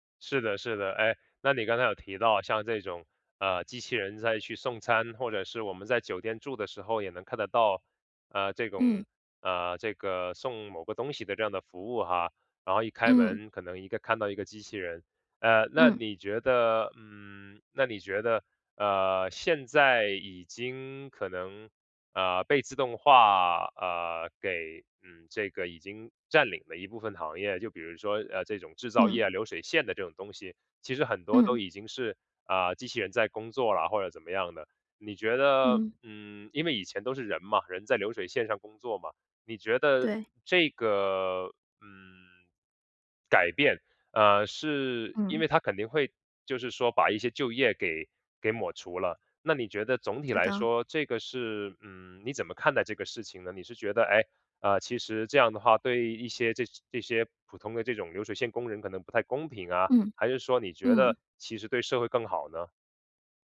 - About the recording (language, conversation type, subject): Chinese, podcast, 未来的工作会被自动化取代吗？
- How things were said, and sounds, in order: tapping